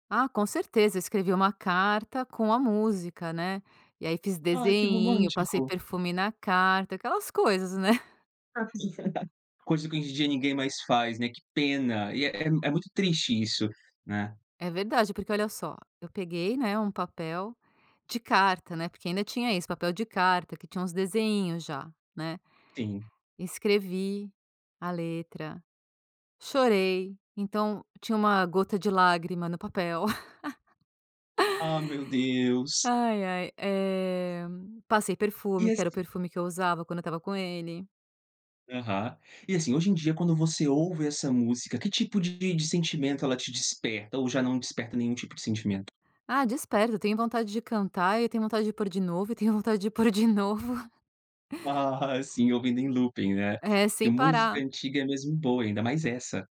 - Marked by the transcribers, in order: laugh; chuckle; chuckle
- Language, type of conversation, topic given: Portuguese, podcast, Tem alguma música que te lembra o seu primeiro amor?
- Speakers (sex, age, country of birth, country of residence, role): female, 50-54, Brazil, France, guest; male, 30-34, Brazil, Portugal, host